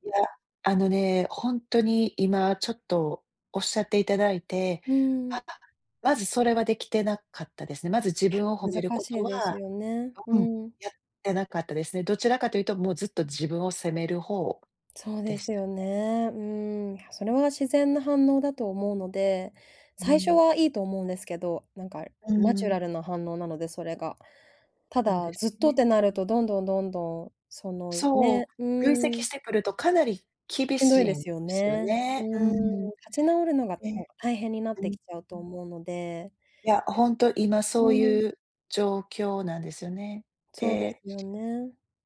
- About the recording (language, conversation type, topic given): Japanese, advice, 挫折したとき、どのように自分をケアすればよいですか？
- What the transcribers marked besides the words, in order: other background noise